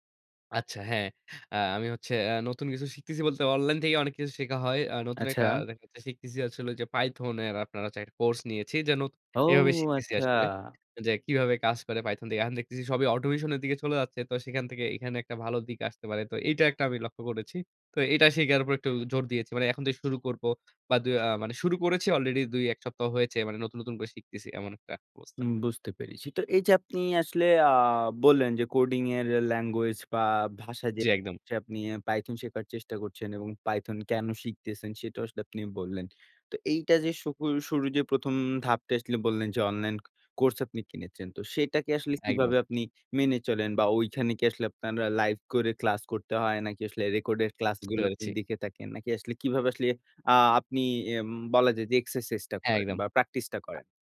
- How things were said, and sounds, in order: in English: "python"; in English: "python"; in English: "automation"; horn
- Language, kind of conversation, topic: Bengali, podcast, নতুন কিছু শেখা শুরু করার ধাপগুলো কীভাবে ঠিক করেন?
- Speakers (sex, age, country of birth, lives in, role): male, 20-24, Bangladesh, Bangladesh, host; male, 25-29, Bangladesh, Bangladesh, guest